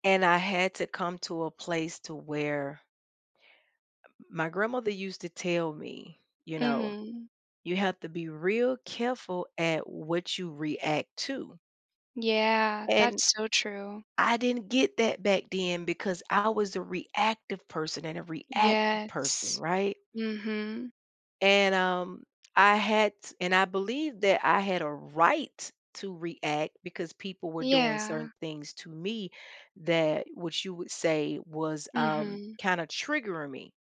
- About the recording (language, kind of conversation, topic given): English, unstructured, Why do people find it hard to admit they're wrong?
- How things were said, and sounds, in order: stressed: "right"